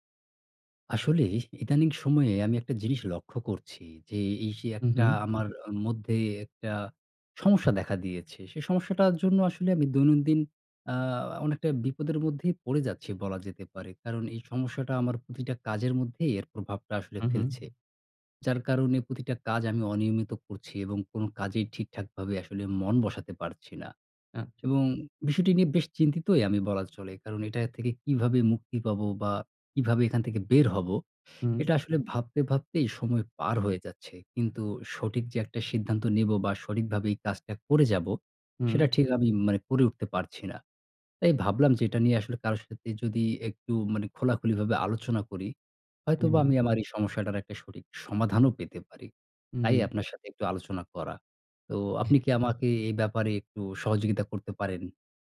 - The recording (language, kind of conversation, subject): Bengali, advice, প্রতিদিন সকালে সময়মতো উঠতে আমি কেন নিয়মিত রুটিন মেনে চলতে পারছি না?
- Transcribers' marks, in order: none